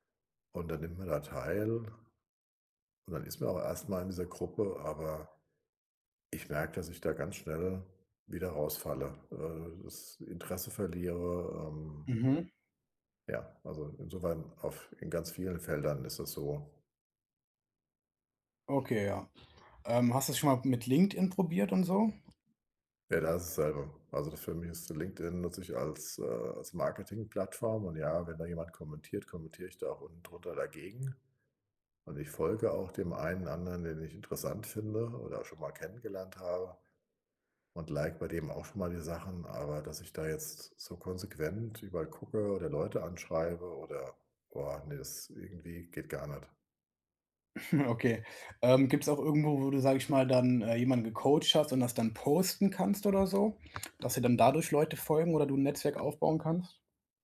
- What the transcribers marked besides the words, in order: other background noise; chuckle; laughing while speaking: "Okay"
- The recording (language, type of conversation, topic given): German, advice, Wie baue ich in meiner Firma ein nützliches Netzwerk auf und pflege es?